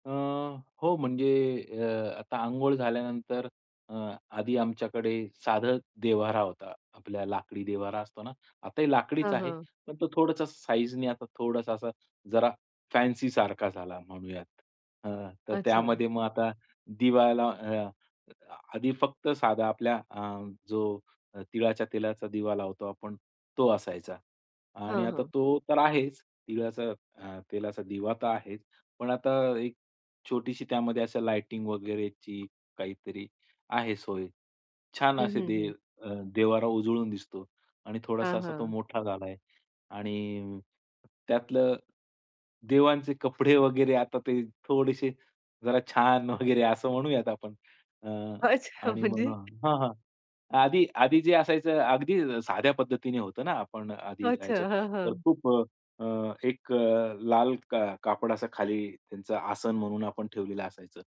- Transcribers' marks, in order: in English: "फॅन्सीसारखा"; other background noise; laughing while speaking: "वगैरे"; laughing while speaking: "अच्छा म्हणजे?"; tapping
- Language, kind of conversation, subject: Marathi, podcast, तुमच्या घरात रोज केल्या जाणाऱ्या छोट्या-छोट्या दिनचर्या कोणत्या आहेत?